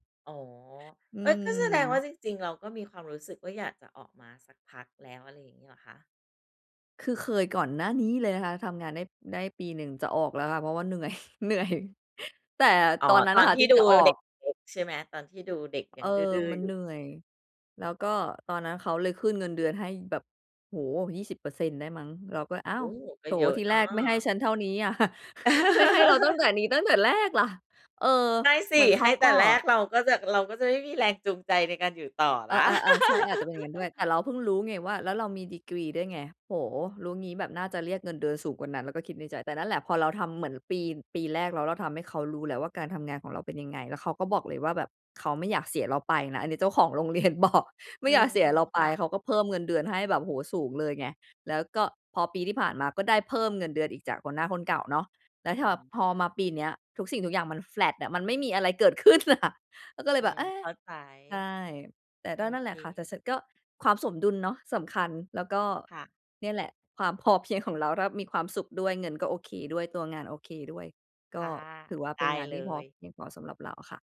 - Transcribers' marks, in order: laughing while speaking: "เหนื่อย เหนื่อย"; tapping; background speech; chuckle; giggle; in English: "แฟลต"; laughing while speaking: "ขึ้นอะ"
- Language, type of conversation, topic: Thai, podcast, อะไรทำให้คุณรู้สึกว่างานและการใช้ชีวิตของคุณมาถึงจุดที่ “พอแล้ว”?